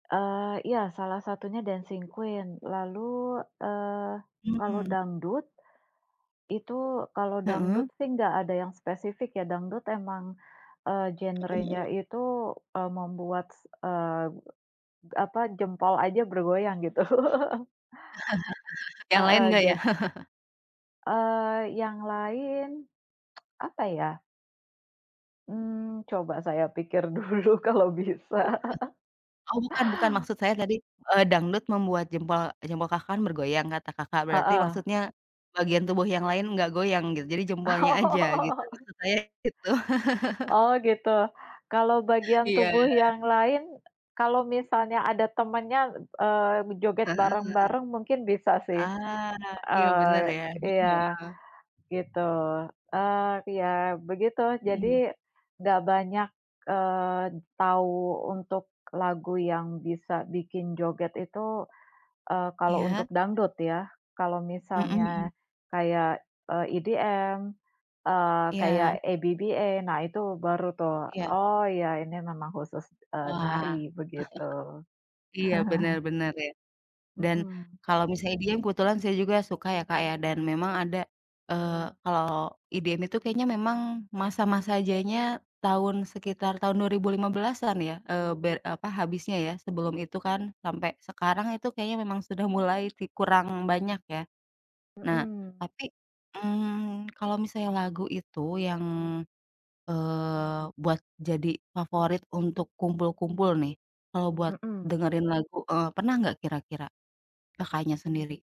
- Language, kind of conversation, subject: Indonesian, unstructured, Lagu apa yang selalu membuatmu ingin menari?
- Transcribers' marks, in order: chuckle; breath; chuckle; other background noise; laughing while speaking: "dulu kalau bisa"; laughing while speaking: "Oh"; chuckle; tapping; unintelligible speech; chuckle; chuckle